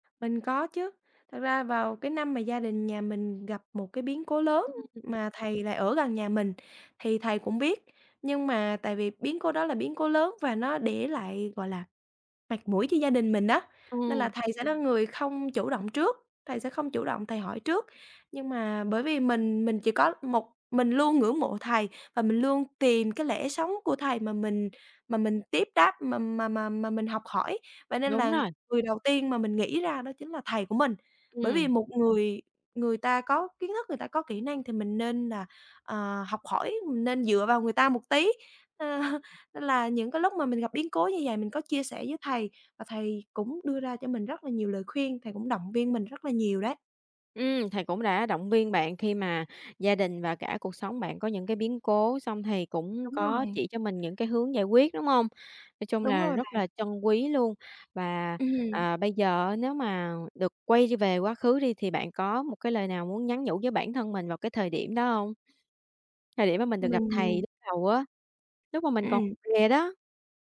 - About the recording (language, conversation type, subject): Vietnamese, podcast, Bạn có thể kể về một người đã làm thay đổi cuộc đời bạn không?
- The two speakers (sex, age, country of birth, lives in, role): female, 20-24, Vietnam, Vietnam, guest; female, 25-29, Vietnam, Vietnam, host
- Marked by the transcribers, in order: other background noise; tapping; laughing while speaking: "ơ"